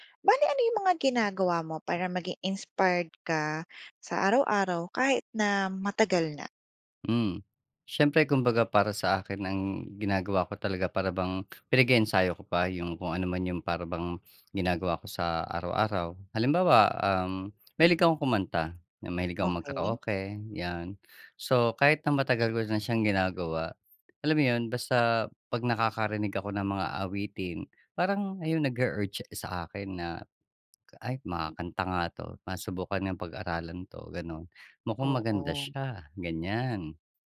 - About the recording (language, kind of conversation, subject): Filipino, podcast, Ano ang ginagawa mo para manatiling inspirado sa loob ng mahabang panahon?
- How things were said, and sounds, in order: "kumbaga" said as "kungbaga"; unintelligible speech